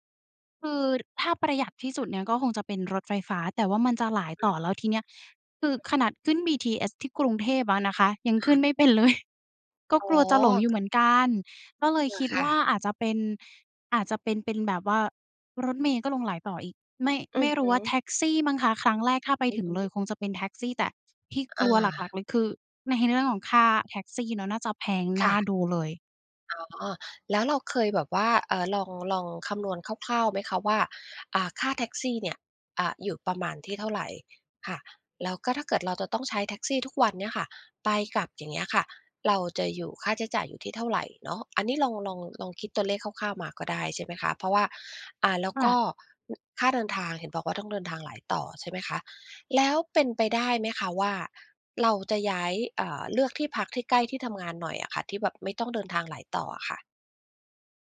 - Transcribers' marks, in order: other background noise; unintelligible speech; laughing while speaking: "ใน"
- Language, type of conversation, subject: Thai, advice, คุณเครียดเรื่องค่าใช้จ่ายในการย้ายบ้านและตั้งหลักอย่างไรบ้าง?